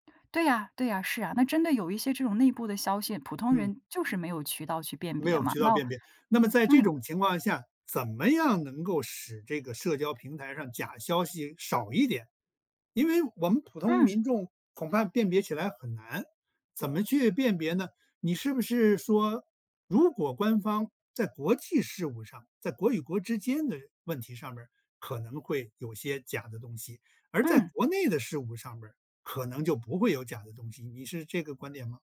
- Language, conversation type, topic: Chinese, podcast, 你认为为什么社交平台上的假消息会传播得这么快？
- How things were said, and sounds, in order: none